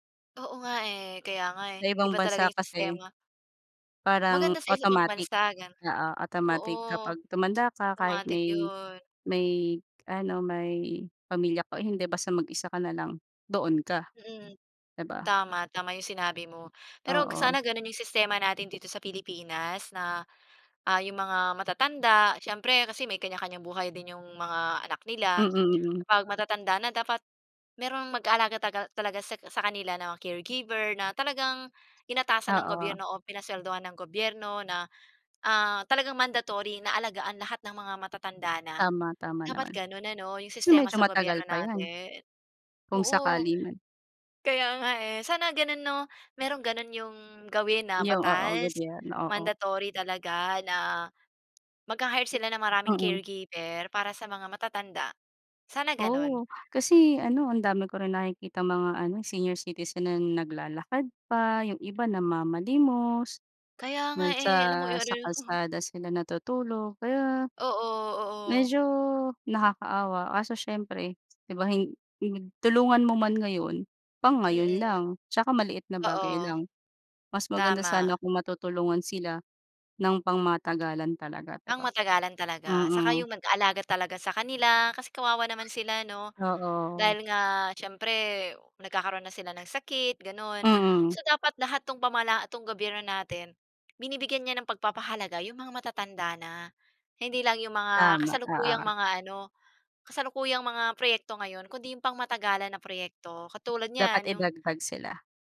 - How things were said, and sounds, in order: chuckle; other background noise; tapping
- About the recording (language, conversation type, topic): Filipino, unstructured, Ano ang pinakakinatatakutan mong mangyari sa kinabukasan mo?